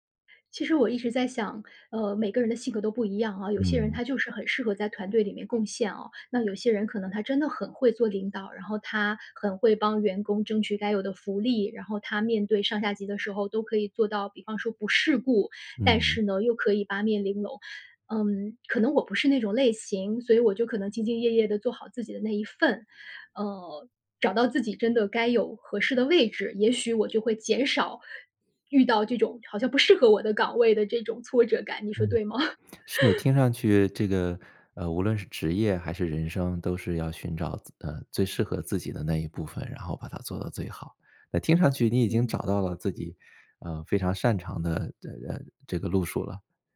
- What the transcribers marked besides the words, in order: tapping; chuckle
- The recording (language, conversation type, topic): Chinese, podcast, 受伤后你如何处理心理上的挫败感？